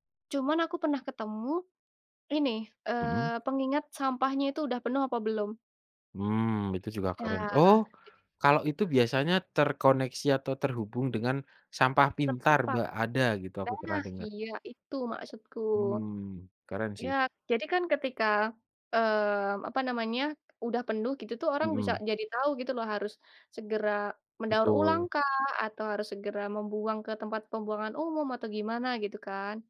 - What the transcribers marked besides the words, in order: tapping
- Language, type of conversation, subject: Indonesian, unstructured, Bagaimana peran teknologi dalam menjaga kelestarian lingkungan saat ini?